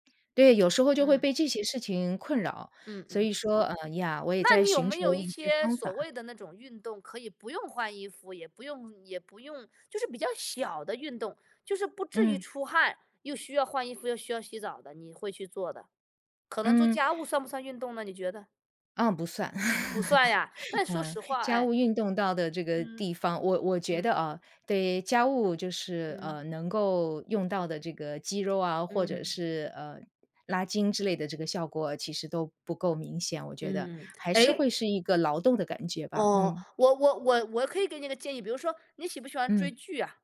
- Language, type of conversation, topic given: Chinese, advice, 你为什么开始了运动计划却很难长期坚持下去？
- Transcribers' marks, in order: laugh; other background noise